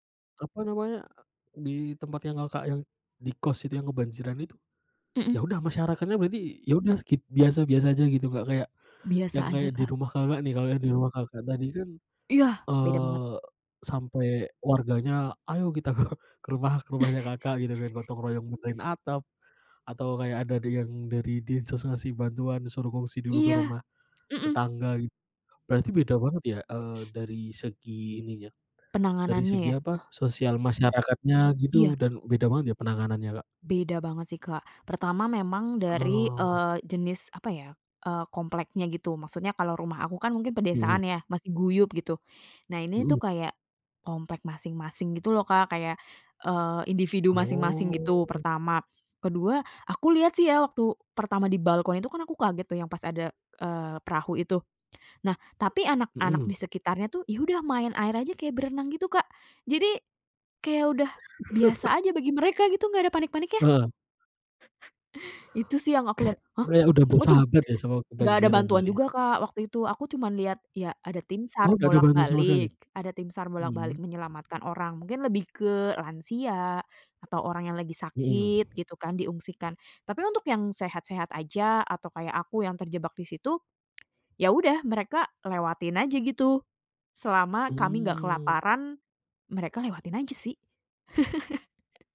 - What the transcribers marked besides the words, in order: other background noise; chuckle; tapping; drawn out: "Oh"; chuckle; chuckle; chuckle
- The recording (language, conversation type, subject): Indonesian, podcast, Apa pengalamanmu menghadapi banjir atau kekeringan di lingkunganmu?